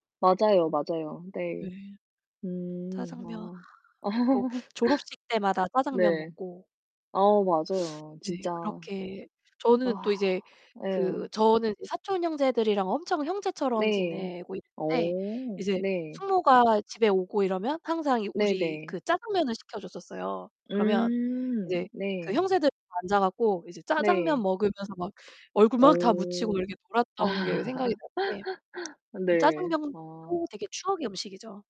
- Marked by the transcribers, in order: distorted speech; other noise; laugh; teeth sucking; sigh; other background noise; laughing while speaking: "아"; laugh; "짜장면도" said as "짜장명도"
- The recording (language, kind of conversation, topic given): Korean, unstructured, 음식을 먹으면서 가장 기억에 남는 경험은 무엇인가요?